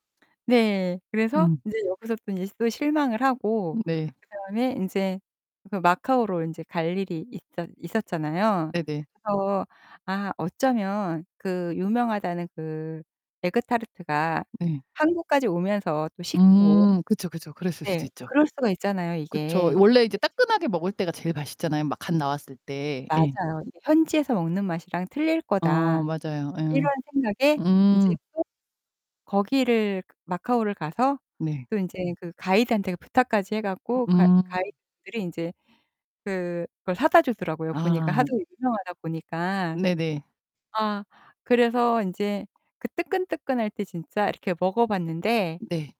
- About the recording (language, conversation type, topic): Korean, podcast, 시간이 지나도 계속 먹고 싶어지는 음식은 무엇이고, 그 음식에 얽힌 사연은 무엇인가요?
- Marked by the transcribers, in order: other background noise; unintelligible speech; distorted speech